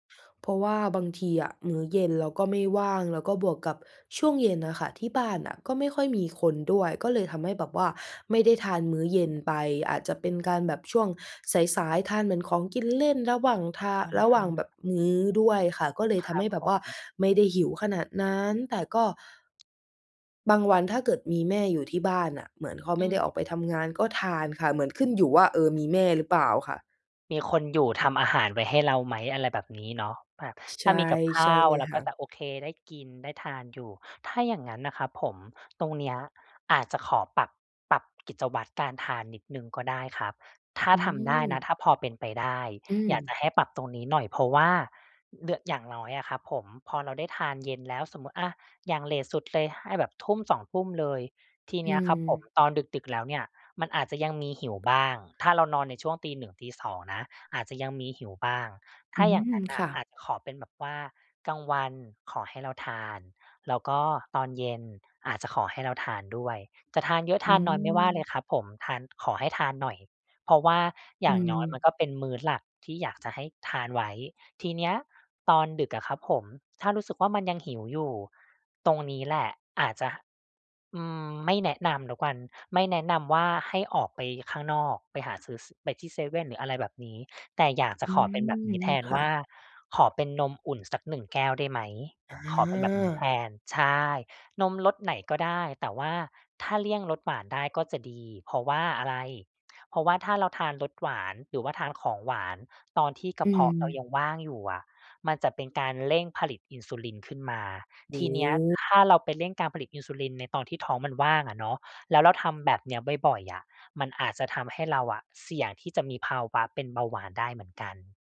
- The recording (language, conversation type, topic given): Thai, advice, พยายามกินอาหารเพื่อสุขภาพแต่หิวตอนกลางคืนและมักหยิบของกินง่าย ๆ ควรทำอย่างไร
- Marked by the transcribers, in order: none